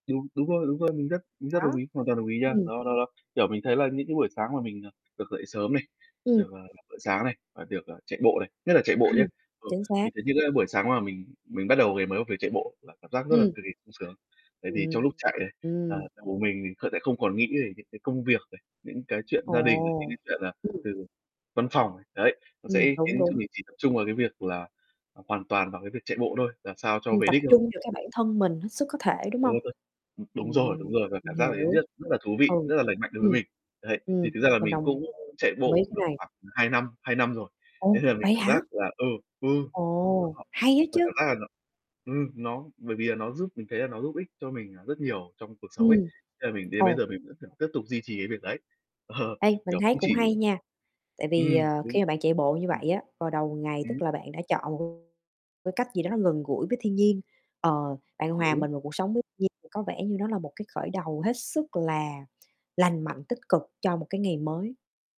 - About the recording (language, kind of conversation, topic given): Vietnamese, unstructured, Bạn thường bắt đầu ngày mới như thế nào?
- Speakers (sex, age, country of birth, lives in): female, 30-34, Vietnam, United States; male, 20-24, Vietnam, Vietnam
- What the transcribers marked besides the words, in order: tapping; static; mechanical hum; other background noise; distorted speech; unintelligible speech; chuckle